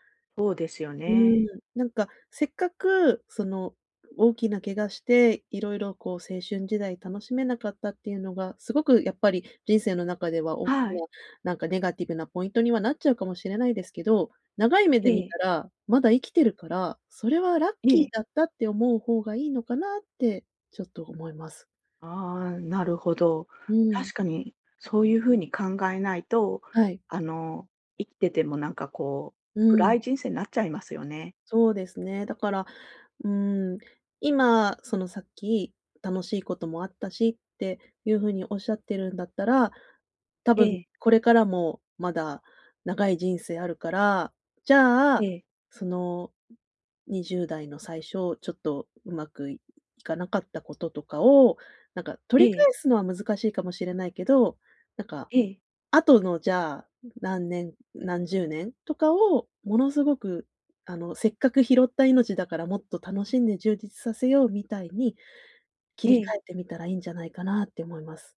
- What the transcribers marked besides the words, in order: other background noise; other noise
- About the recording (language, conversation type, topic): Japanese, advice, 過去の失敗を引きずって自己否定が続くのはなぜですか？